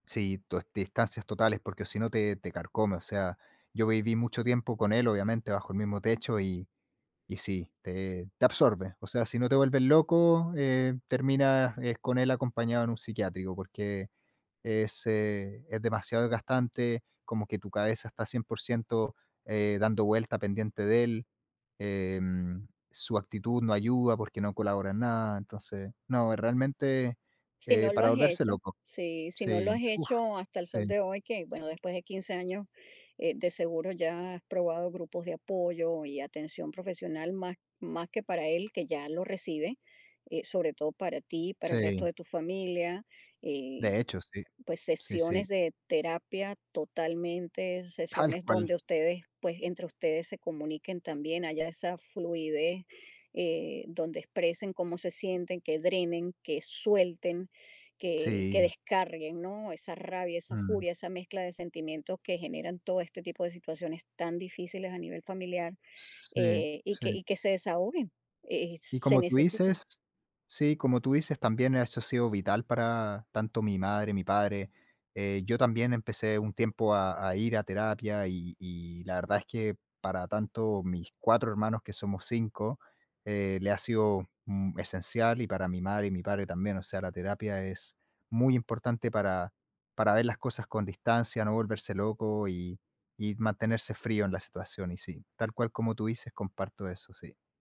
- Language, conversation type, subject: Spanish, advice, ¿Cómo has vivido el cansancio emocional al cuidar a un familiar enfermo?
- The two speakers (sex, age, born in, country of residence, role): female, 55-59, Venezuela, United States, advisor; male, 35-39, Dominican Republic, Germany, user
- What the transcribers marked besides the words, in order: none